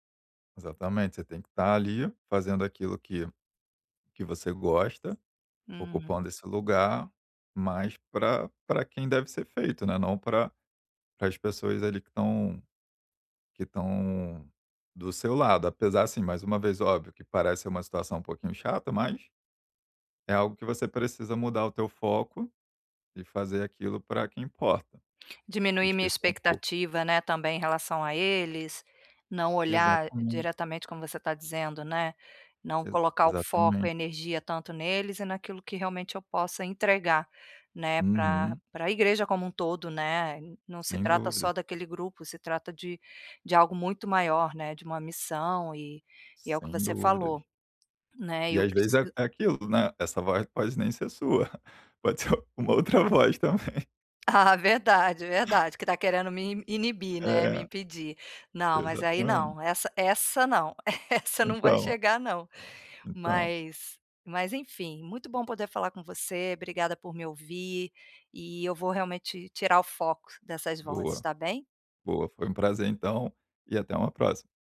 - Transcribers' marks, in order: tapping; other background noise; chuckle; laughing while speaking: "também"; laughing while speaking: "Ah"; stressed: "essa"; laugh
- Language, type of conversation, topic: Portuguese, advice, Como posso reduzir minha voz crítica interior diariamente?